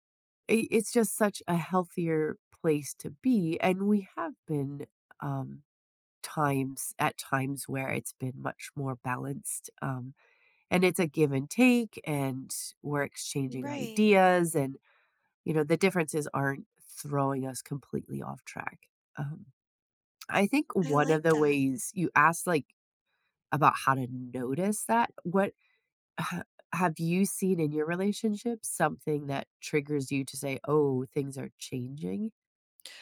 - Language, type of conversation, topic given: English, unstructured, How can I spot and address giving-versus-taking in my close relationships?
- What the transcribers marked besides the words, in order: none